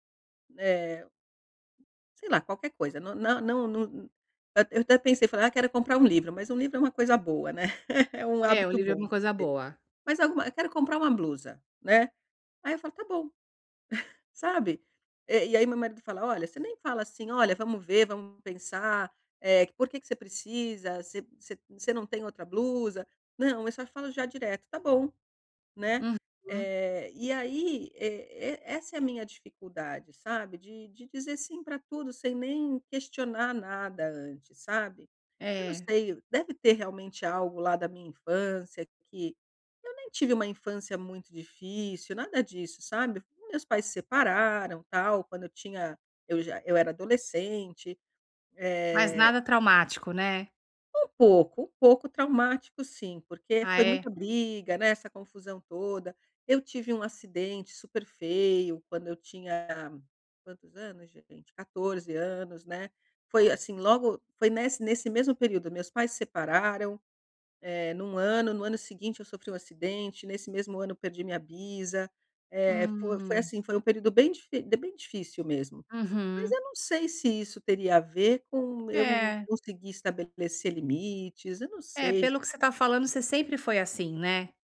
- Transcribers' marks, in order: chuckle
- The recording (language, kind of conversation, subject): Portuguese, advice, Como posso definir limites claros sobre a minha disponibilidade?